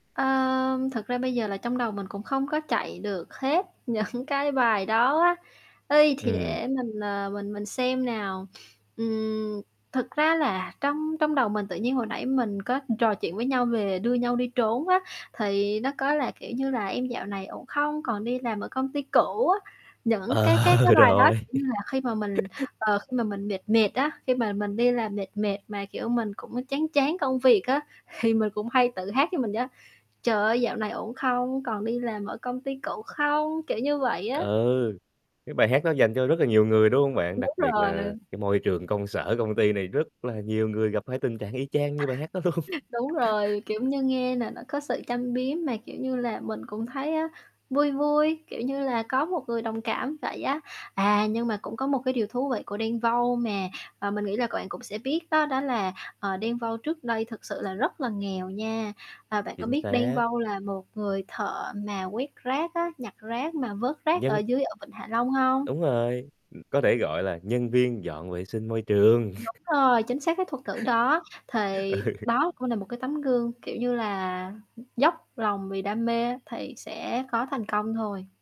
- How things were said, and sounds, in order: static; laughing while speaking: "những"; tapping; distorted speech; laughing while speaking: "Ờ, rồi"; laugh; laughing while speaking: "thì"; chuckle; laughing while speaking: "đó luôn"; laugh; chuckle; laughing while speaking: "Ừ"; other noise; other background noise
- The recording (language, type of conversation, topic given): Vietnamese, podcast, Ca sĩ hoặc ban nhạc nào đã ảnh hưởng lớn đến bạn, và vì sao?